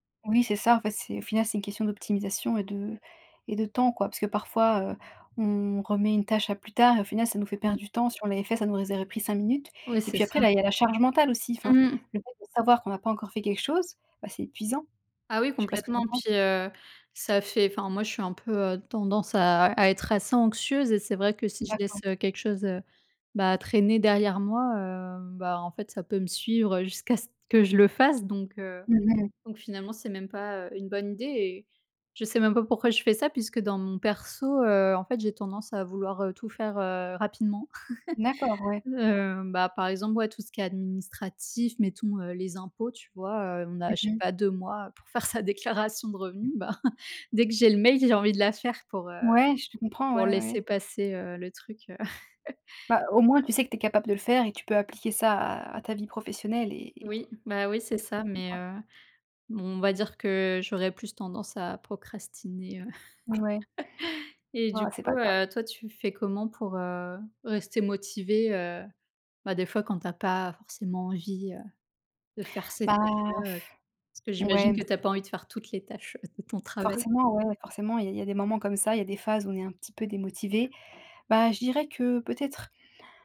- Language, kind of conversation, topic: French, unstructured, Comment organiser son temps pour mieux étudier ?
- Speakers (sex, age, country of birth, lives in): female, 25-29, France, France; female, 30-34, France, France
- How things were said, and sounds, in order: other background noise; "aurait" said as "zéré"; tapping; chuckle; laughing while speaking: "faire sa déclaration de revenus. Ben, dès que j'ai le mail"; chuckle; chuckle; blowing